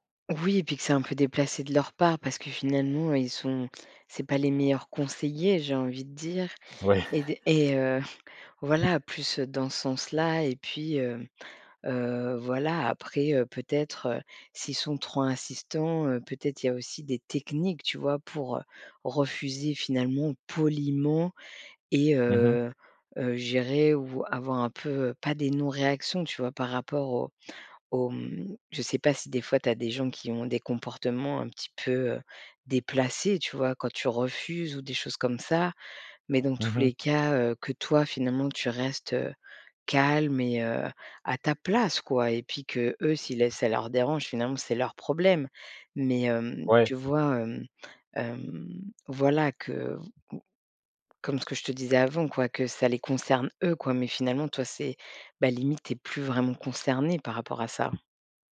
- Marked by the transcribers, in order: chuckle; blowing; stressed: "techniques"; stressed: "poliment"; stressed: "toi"; stressed: "eux"; tapping
- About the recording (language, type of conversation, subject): French, advice, Comment gérer la pression à boire ou à faire la fête pour être accepté ?